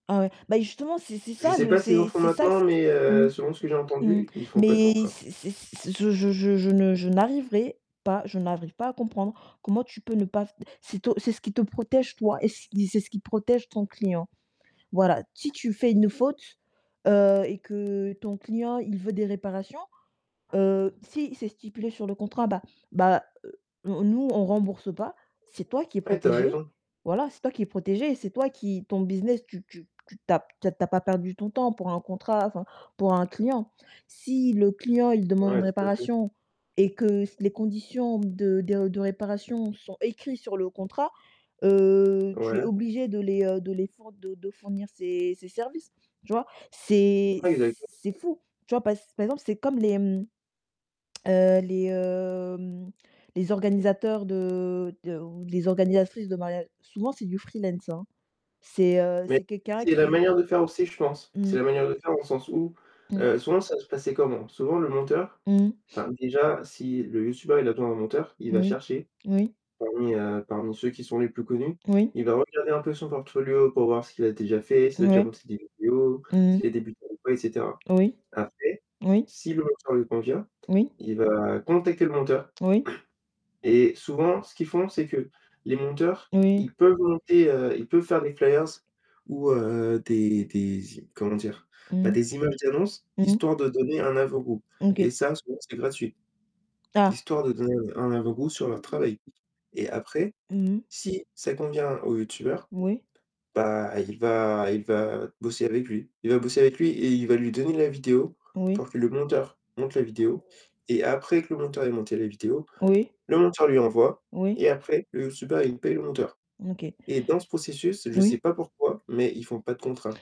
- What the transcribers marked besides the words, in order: distorted speech; tapping; static; other background noise; tsk; drawn out: "hem"
- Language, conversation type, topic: French, unstructured, Préféreriez-vous être célèbre pour quelque chose de positif ou pour quelque chose de controversé ?